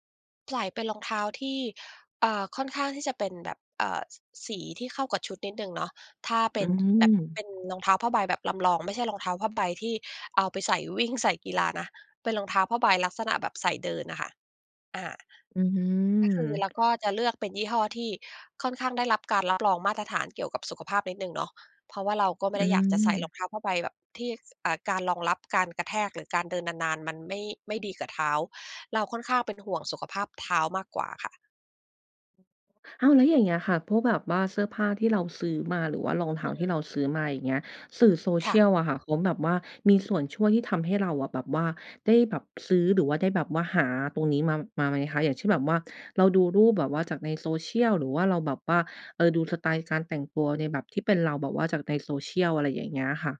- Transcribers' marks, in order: other background noise; tapping
- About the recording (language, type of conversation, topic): Thai, podcast, สื่อสังคมออนไลน์มีผลต่อการแต่งตัวของคุณอย่างไร?